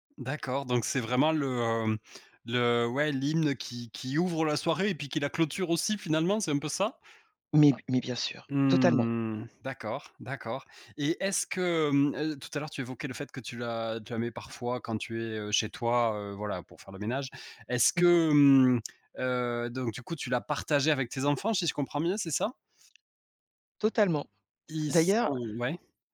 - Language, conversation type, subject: French, podcast, Quelle musique te rappelle tes origines ?
- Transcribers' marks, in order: tapping